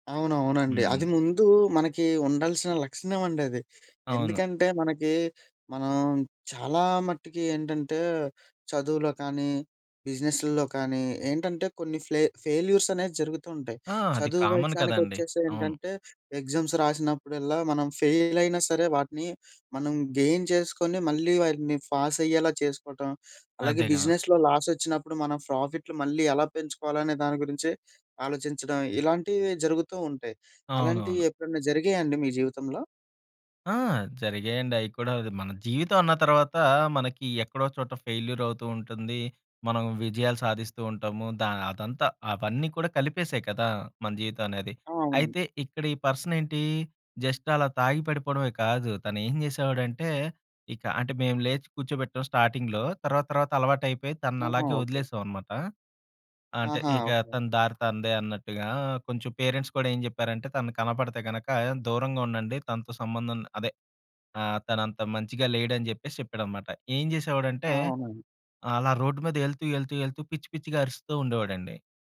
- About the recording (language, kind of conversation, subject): Telugu, podcast, ఒక స్థానిక వ్యక్తి మీకు నేర్పిన సాధారణ జీవన పాఠం ఏమిటి?
- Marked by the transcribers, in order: tapping; in English: "ఫెయిల్యూర్స్"; "విషయానికొచ్చేసి" said as "వయసానికొచ్చేసి"; in English: "ఎగ్జమ్స్"; in English: "కామన్"; in English: "గెయిన్"; in English: "బిజినెస్‌లో"; in English: "ఫెయిల్యూర్"; in English: "జస్ట్"; in English: "స్టాటింగ్‌లో"; in English: "పేరెంట్స్"; "సంబంధం" said as "సంబంధన్"